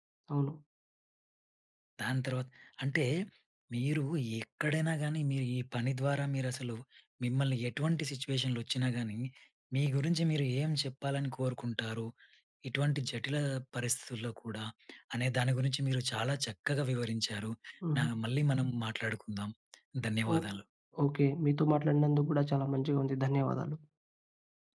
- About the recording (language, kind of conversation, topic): Telugu, podcast, మీ పని ద్వారా మీరు మీ గురించి ఇతరులు ఏమి తెలుసుకోవాలని కోరుకుంటారు?
- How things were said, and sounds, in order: tapping